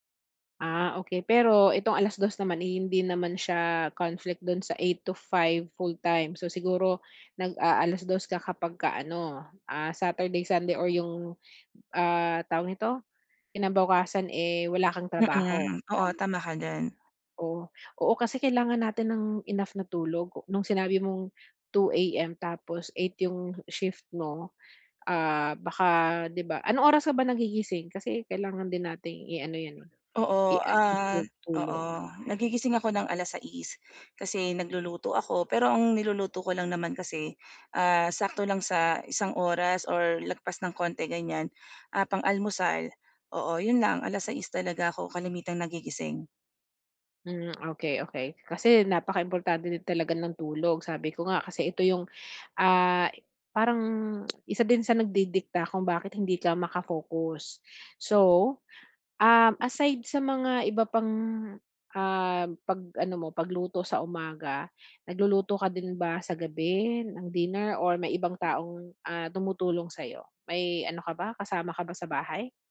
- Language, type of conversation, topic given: Filipino, advice, Paano ako makakapagpahinga agad para maibalik ang pokus?
- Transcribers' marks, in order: tapping; other background noise